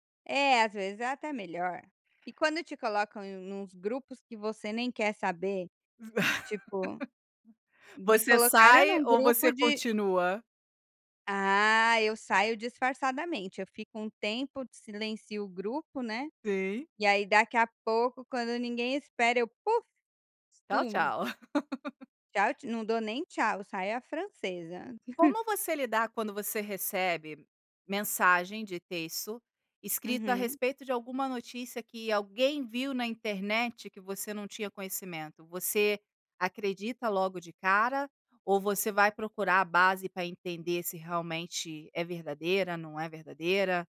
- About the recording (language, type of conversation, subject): Portuguese, podcast, Prefere conversar cara a cara ou por mensagem?
- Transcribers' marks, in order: laugh; laugh; chuckle